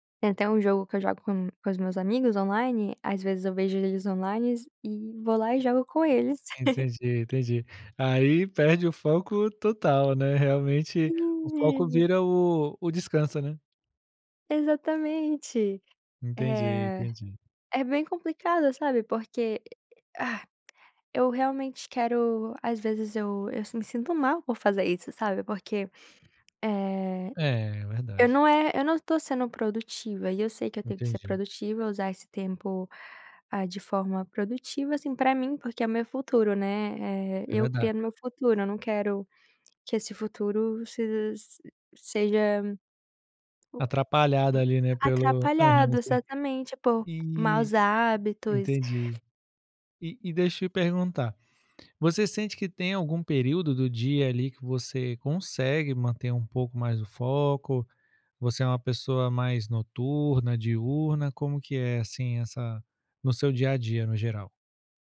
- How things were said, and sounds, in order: "online" said as "onlines"; laugh; unintelligible speech; gasp; tapping; other noise
- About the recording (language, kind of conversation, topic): Portuguese, advice, Como posso estruturar meu dia para não perder o foco ao longo do dia e manter a produtividade?